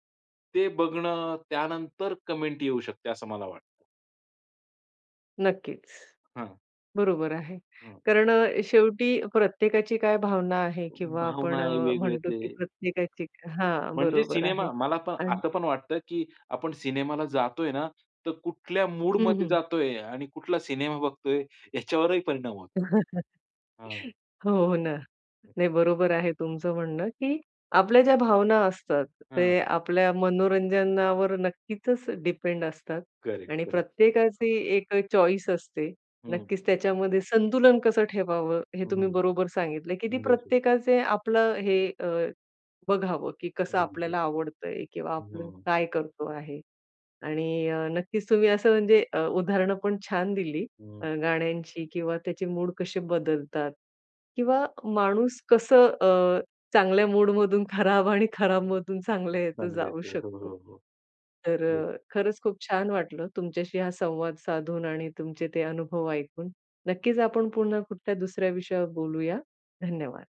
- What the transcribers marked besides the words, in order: chuckle; other background noise; in English: "चॉईस"; in English: "गेट इट"; unintelligible speech
- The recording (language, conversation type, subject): Marathi, podcast, सिनेमात संगीतामुळे भावनांना कशी उर्जा मिळते?